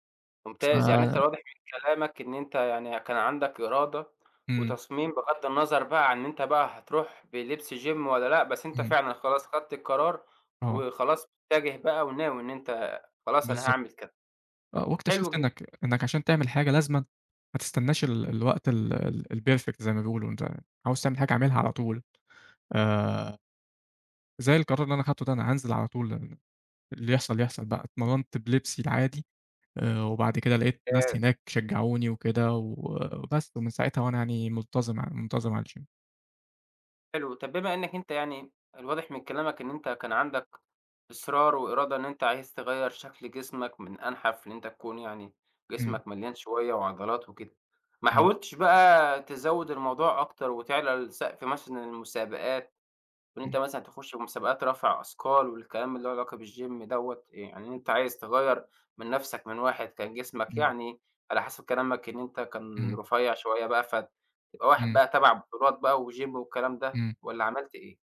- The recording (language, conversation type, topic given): Arabic, podcast, إزاي بتتعامل مع الخوف من التغيير؟
- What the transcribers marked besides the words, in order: in English: "جيم"; in English: "الperfect"; in English: "الجيم"; in English: "بالجيم"; in English: "وجيم"